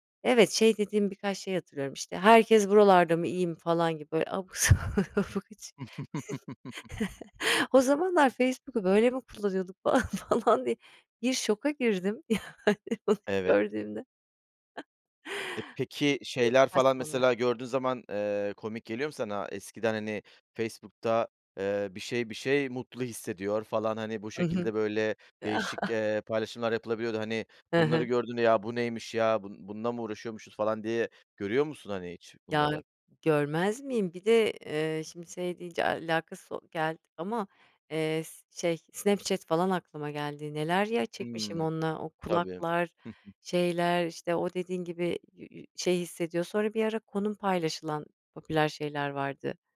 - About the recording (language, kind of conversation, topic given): Turkish, podcast, Eski gönderileri silmeli miyiz yoksa saklamalı mıyız?
- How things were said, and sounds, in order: chuckle; laughing while speaking: "sabuk, hiç"; chuckle; laughing while speaking: "falan, falan diye"; laughing while speaking: "yani, bunu gördüğümde"; chuckle; unintelligible speech; chuckle; other background noise; chuckle